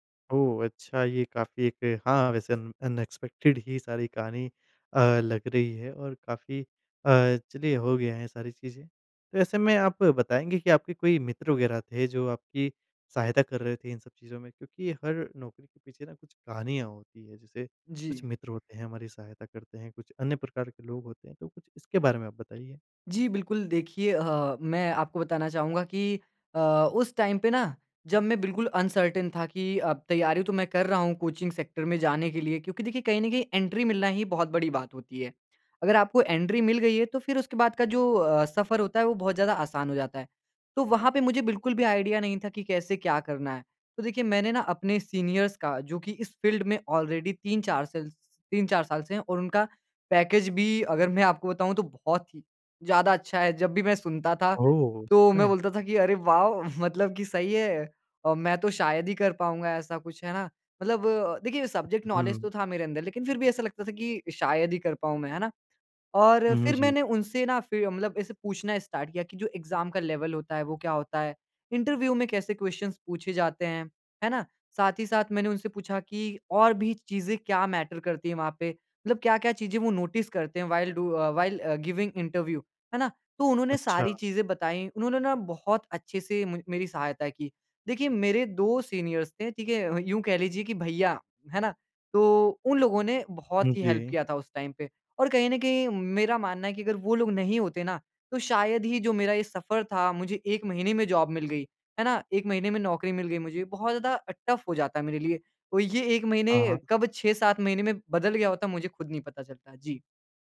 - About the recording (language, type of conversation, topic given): Hindi, podcast, आपको आपकी पहली नौकरी कैसे मिली?
- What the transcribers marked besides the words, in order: in English: "अन अनएक्सपेक्टेड"; tapping; in English: "टाइम"; in English: "अनसर्टेन"; in English: "कोचिंग सेक्टर"; in English: "एंट्री"; in English: "एंट्री"; in English: "आइडिया"; in English: "सीनियर्स"; in English: "फ़ील्ड"; in English: "ऑलरेडी"; in English: "पैकेज"; in English: "वॉव"; laughing while speaking: "मतलब कि सही है"; in English: "सब्जेक्ट नौलेज"; in English: "स्टार्ट"; in English: "एग्ज़ाम"; in English: "लेवल"; in English: "इंटरव्यू"; in English: "क्वेश्चन्स"; in English: "मैटर"; in English: "नोटिस"; in English: "व्हाइल डू अ, व्हाइल अ, गिविंग इंटरव्यू"; in English: "सीनियर्स"; in English: "हेल्प"; in English: "टाइम"; in English: "जॉब"